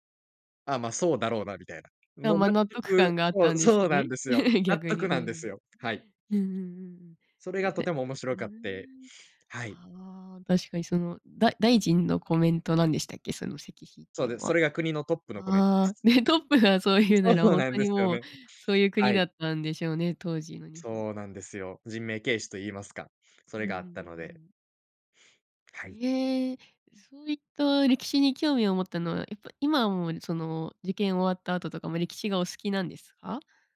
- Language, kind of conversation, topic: Japanese, podcast, ひとり旅で一番心に残っている出来事は何ですか？
- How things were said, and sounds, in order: chuckle